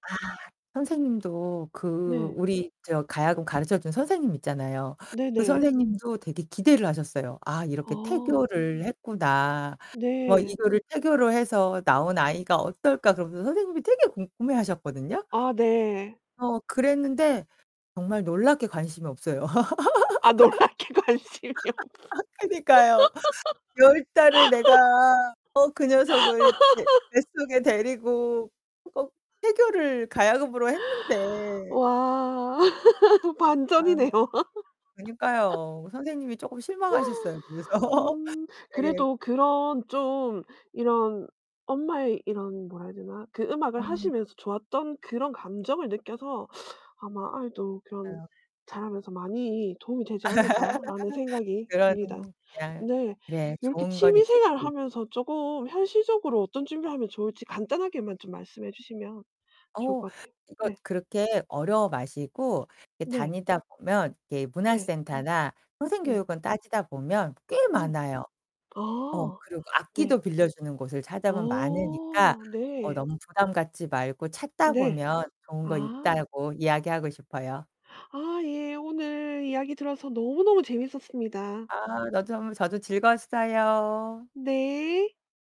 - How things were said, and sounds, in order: distorted speech; laugh; laughing while speaking: "아 놀랍게 관심이 없어"; laughing while speaking: "그니까요. 열 달을 내가 어 … 태교를 가야금으로 했는데"; laugh; laugh; laughing while speaking: "반전이네요"; laugh; laugh; unintelligible speech; other background noise; tapping
- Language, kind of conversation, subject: Korean, podcast, 취미를 하면서 가장 기억에 남는 경험은 무엇인가요?